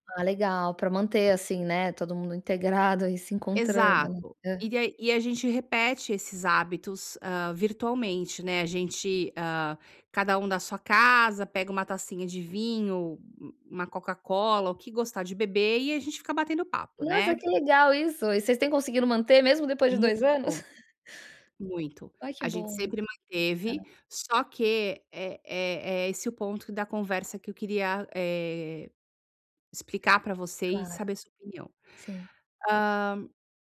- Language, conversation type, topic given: Portuguese, advice, Como posso estabelecer limites com amigos sem magoá-los?
- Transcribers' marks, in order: tapping; other background noise